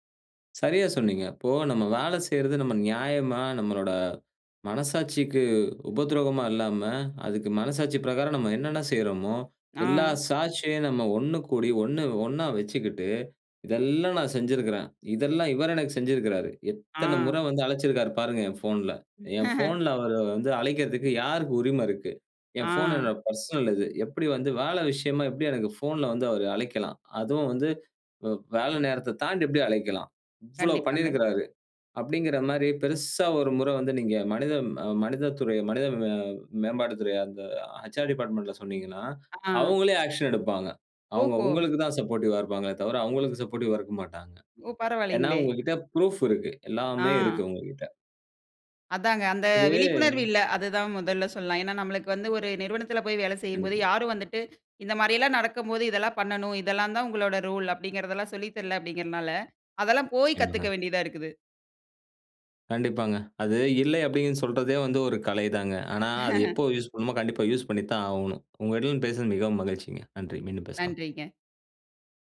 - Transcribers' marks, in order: chuckle; in English: "பெர்சனல்"; in English: "ஹெச். ஆர் டிபார்ட்மென்ட்ல"; in English: "ஆக்க்ஷன்"; other background noise; in English: "சப்போர்டிவ்வா"; in English: "சப்போர்டிவ்வா"; in English: "புரூஃப்"; in English: "ரூல்"; unintelligible speech; chuckle
- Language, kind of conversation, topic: Tamil, podcast, ‘இல்லை’ சொல்ல சிரமமா? அதை எப்படி கற்றுக் கொண்டாய்?